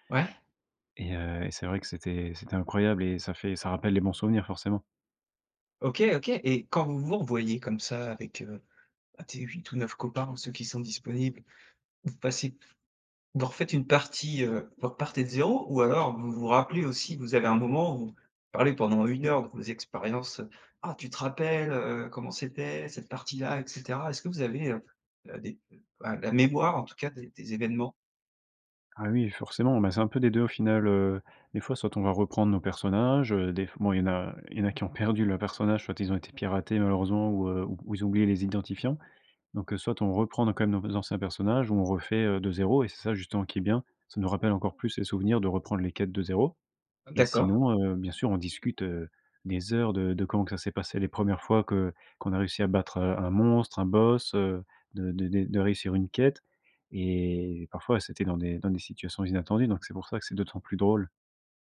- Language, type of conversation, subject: French, podcast, Quelle expérience de jeu vidéo de ton enfance te rend le plus nostalgique ?
- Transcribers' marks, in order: none